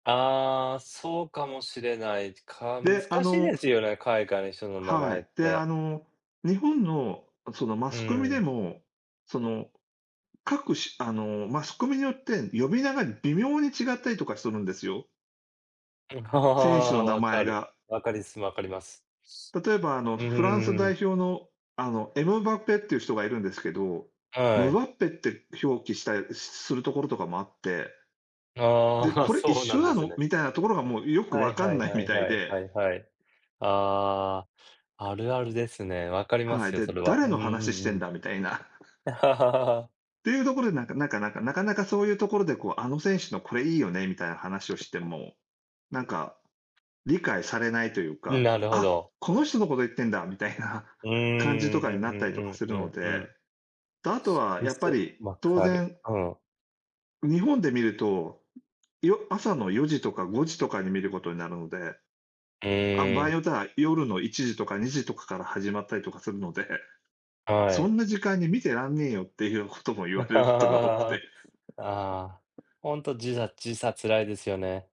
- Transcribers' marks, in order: chuckle; scoff; tapping; laugh; chuckle
- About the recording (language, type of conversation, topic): Japanese, unstructured, 趣味が周りの人に理解されないと感じることはありますか？